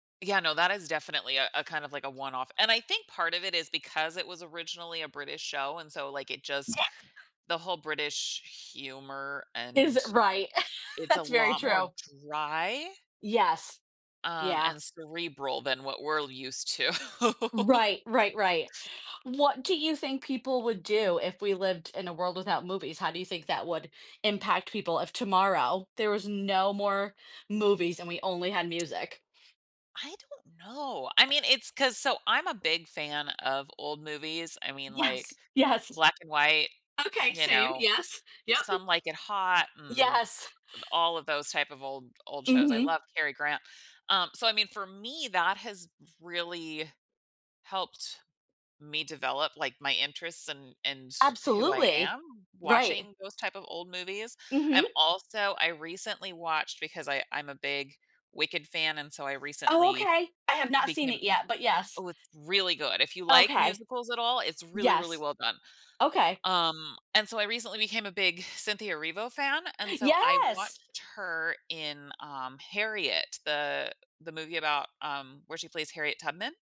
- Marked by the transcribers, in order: other background noise; unintelligible speech; laugh; laughing while speaking: "to"; laughing while speaking: "yes!"
- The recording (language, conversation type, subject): English, unstructured, How would your life and culture change if you had to give up either music or movies?